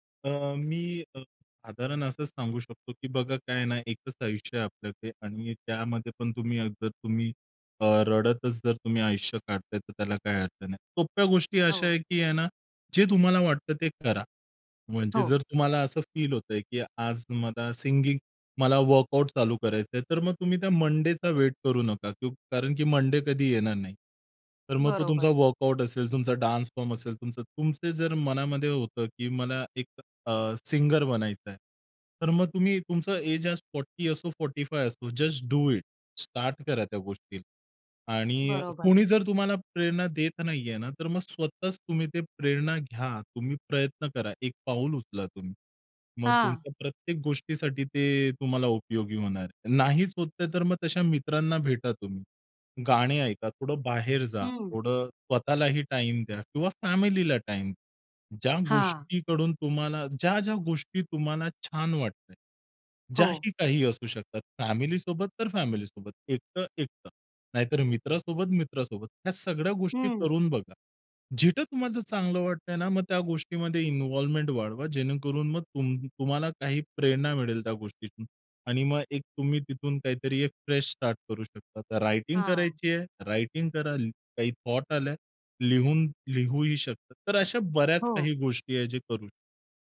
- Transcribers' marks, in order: other background noise; in English: "वर्कआउट"; in English: "वर्कआउट"; in English: "फोर्टी"; in English: "फोर्टी फाइव्ह"; in English: "जस्ट डू इट"; in English: "इन्व्हॉल्वमेंट"; in English: "फ्रेश स्टार्ट"; in English: "रायटिंग"; in English: "रायटिंग"; in English: "थॉट"
- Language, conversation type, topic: Marathi, podcast, प्रेरणा तुम्हाला मुख्यतः कुठून मिळते, सोप्या शब्दात सांगा?